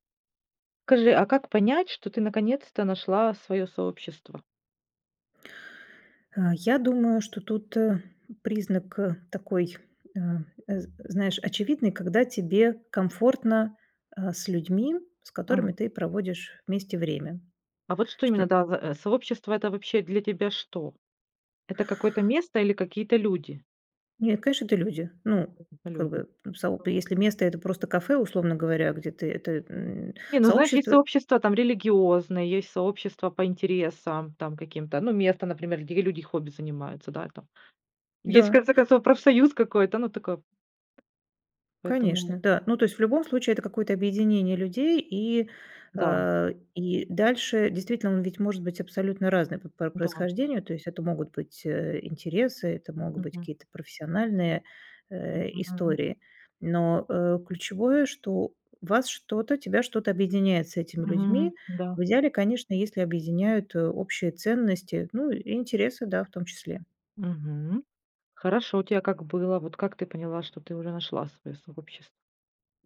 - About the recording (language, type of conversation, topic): Russian, podcast, Как понять, что ты наконец нашёл своё сообщество?
- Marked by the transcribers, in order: tapping; other background noise